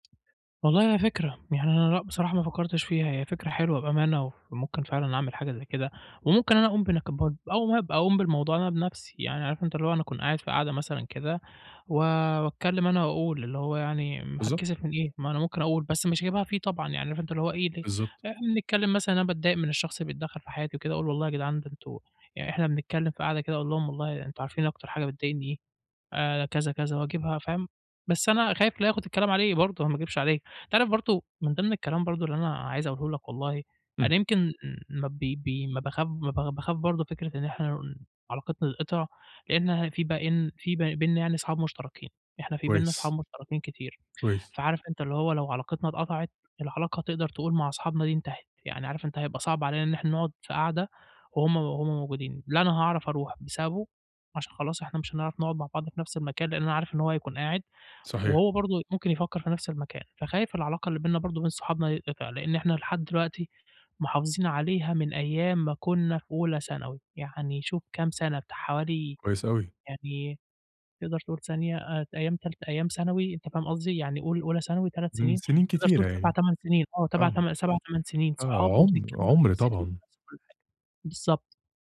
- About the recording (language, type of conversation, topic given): Arabic, advice, إزاي أحط حدود مع صديق بيستنزف طاقتي وبيطلب مني خدمات من غير ما أكون موافق؟
- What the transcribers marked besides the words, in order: tapping; unintelligible speech